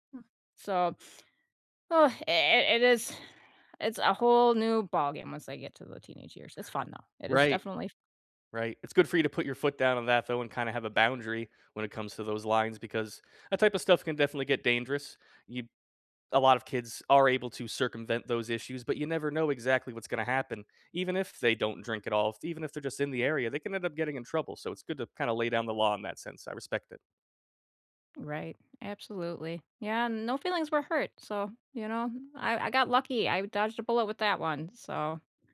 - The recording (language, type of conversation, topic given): English, unstructured, What is a good way to say no without hurting someone’s feelings?
- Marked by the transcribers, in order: sigh